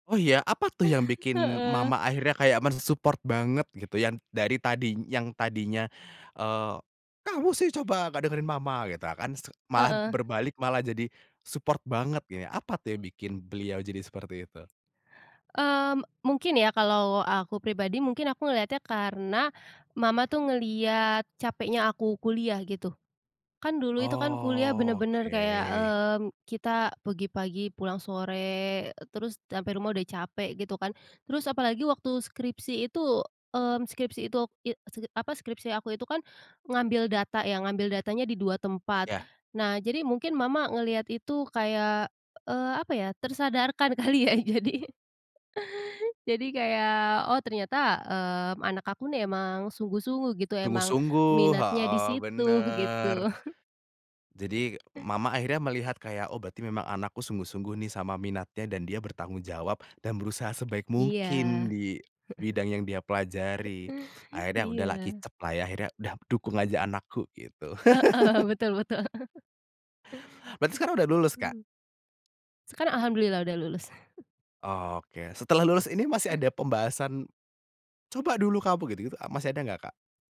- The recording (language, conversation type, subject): Indonesian, podcast, Bagaimana rasanya ketika keluarga memiliki harapan yang berbeda dari impianmu?
- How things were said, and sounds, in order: in English: "men-support"; put-on voice: "Kamu sih coba, nggak dengerin mama!"; in English: "support"; other background noise; drawn out: "Oke"; "pergi" said as "pegi"; laughing while speaking: "kali ya. Jadi"; chuckle; chuckle; laughing while speaking: "Heeh, betul betul"; laugh; chuckle; chuckle